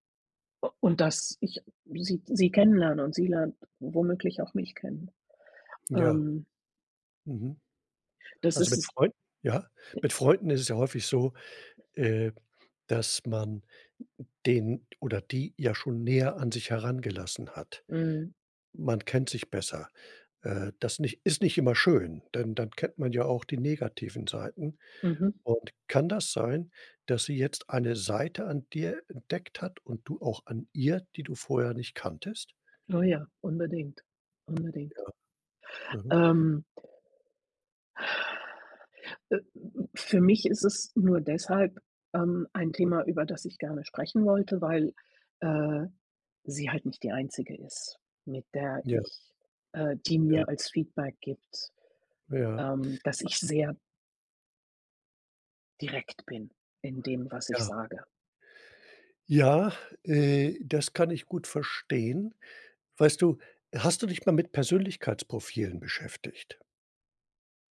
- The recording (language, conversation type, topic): German, advice, Wie gehst du damit um, wenn du wiederholt Kritik an deiner Persönlichkeit bekommst und deshalb an dir zweifelst?
- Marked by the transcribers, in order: other background noise; other noise